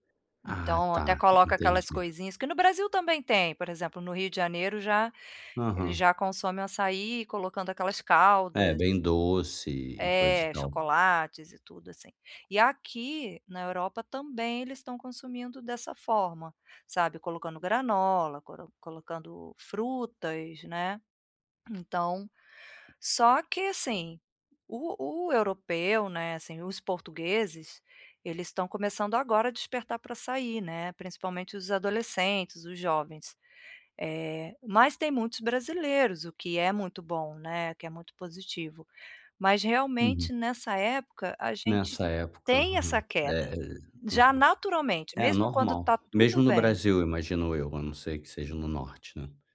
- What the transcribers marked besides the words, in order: tapping
- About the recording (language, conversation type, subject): Portuguese, advice, Como posso manter minha saúde mental durante uma instabilidade financeira?